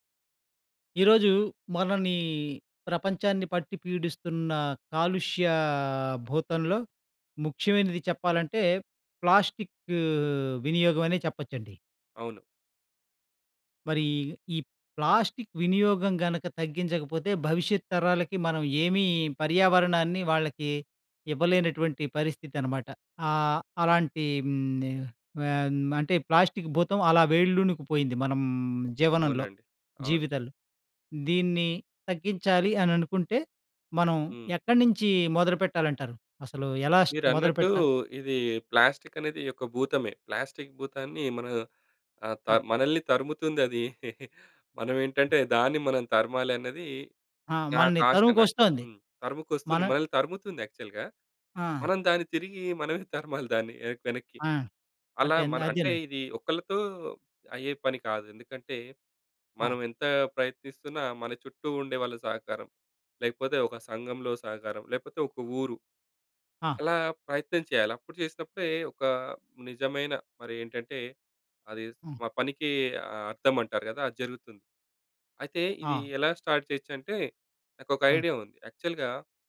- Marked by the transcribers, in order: in English: "ప్లాస్టిక్"; in English: "ప్లాస్టిక్"; in English: "ప్లాస్టిక్"; in English: "ప్లాస్టిక్"; chuckle; in English: "యాక్చువల్‌గా"; in English: "స్టార్ట్"; in English: "ఐడియా"; in English: "యాక్చువల్‌గా"
- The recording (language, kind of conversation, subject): Telugu, podcast, ప్లాస్టిక్ వాడకాన్ని తగ్గించడానికి మనం ఎలా మొదలుపెట్టాలి?